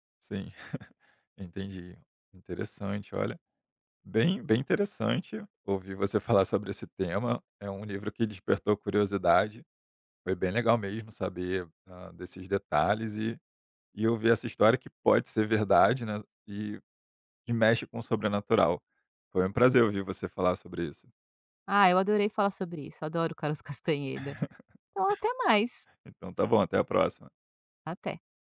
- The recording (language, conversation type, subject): Portuguese, podcast, Qual personagem de livro mais te marcou e por quê?
- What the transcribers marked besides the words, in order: chuckle; laugh; other background noise